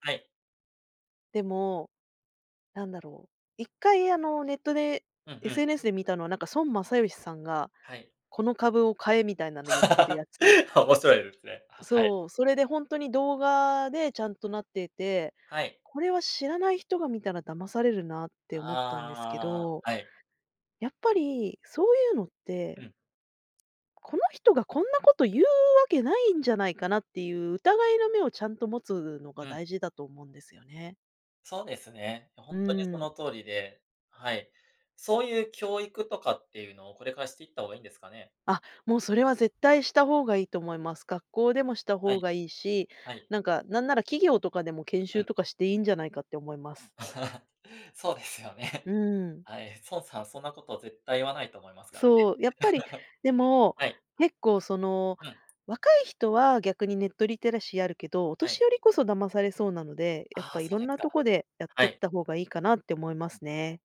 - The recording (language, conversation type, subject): Japanese, podcast, 普段、情報源の信頼性をどのように判断していますか？
- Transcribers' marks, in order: laugh; other noise; chuckle; laughing while speaking: "そうですよね"; laugh; other background noise